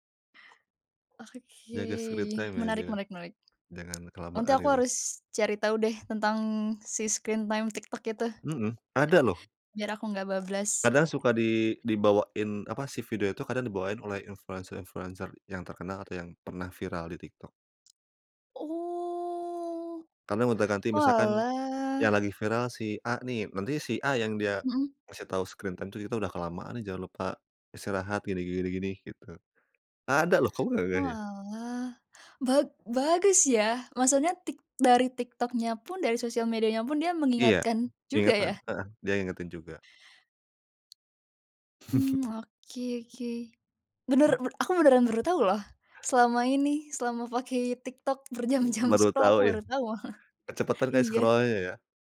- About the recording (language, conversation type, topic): Indonesian, podcast, Menurut kamu, apa yang membuat orang mudah kecanduan media sosial?
- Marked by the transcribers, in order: other background noise; in English: "screen time"; tapping; in English: "screen time"; drawn out: "Oh"; in English: "screen time"; chuckle; laughing while speaking: "berjam-jam scroll"; in English: "scroll"; laughing while speaking: "malah"; in English: "scroll-nya"